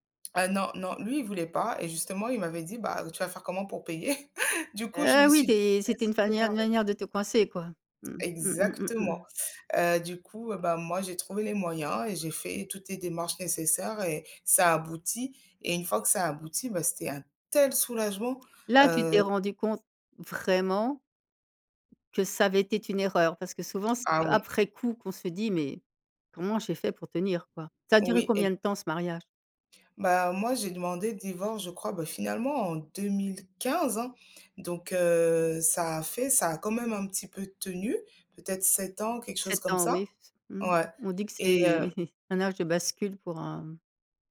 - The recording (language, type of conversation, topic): French, podcast, As-tu déjà transformé une erreur en opportunité ?
- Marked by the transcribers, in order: laugh; "manière-" said as "fanière"; stressed: "tel"; stressed: "vraiment"; tapping; laughing while speaking: "c'est"